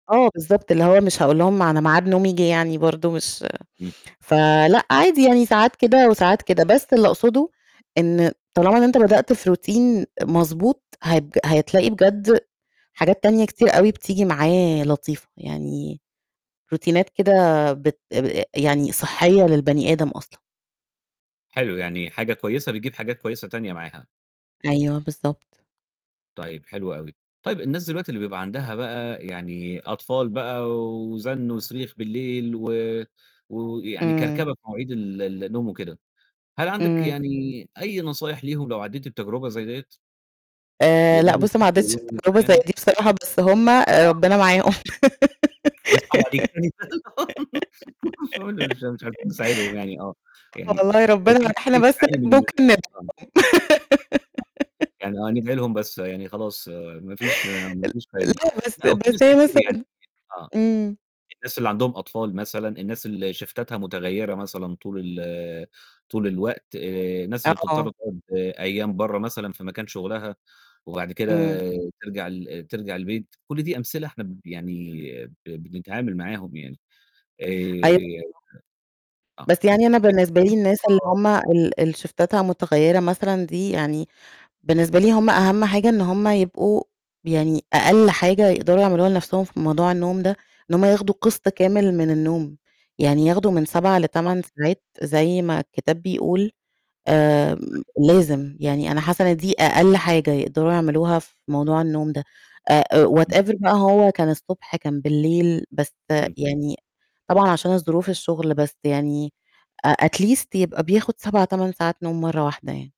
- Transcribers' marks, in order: in English: "Routine"; in English: "روتينات"; tapping; unintelligible speech; laugh; unintelligible speech; giggle; distorted speech; unintelligible speech; other noise; laugh; unintelligible speech; in English: "شيفتاتها"; unintelligible speech; in English: "شيفتاتها"; unintelligible speech; in English: "whatever"; static; in English: "at least"
- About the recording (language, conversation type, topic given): Arabic, podcast, إزاي بتقدر تحافظ على نوم كويس بشكل منتظم؟